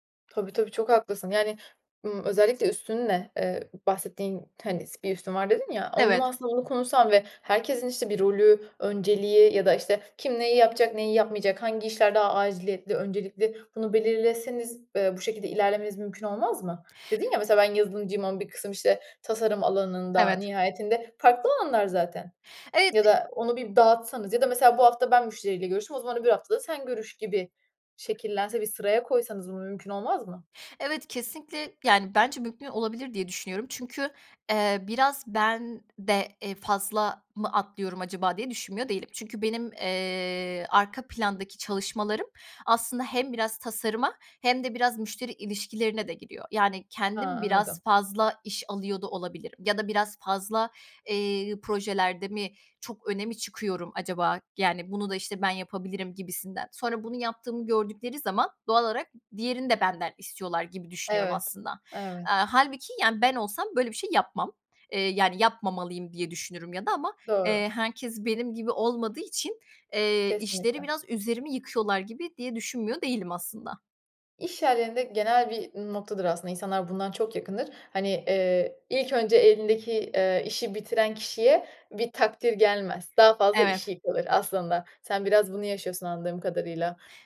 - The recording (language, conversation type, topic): Turkish, advice, İş arkadaşlarınızla görev paylaşımı konusunda yaşadığınız anlaşmazlık nedir?
- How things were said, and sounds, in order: unintelligible speech; other background noise; tapping